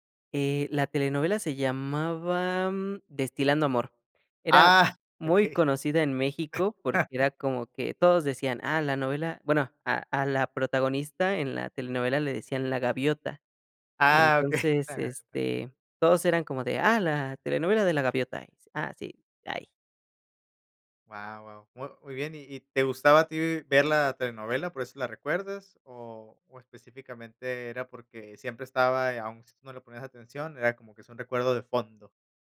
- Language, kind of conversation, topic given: Spanish, podcast, ¿Qué canción te transporta a la infancia?
- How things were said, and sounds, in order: laugh; chuckle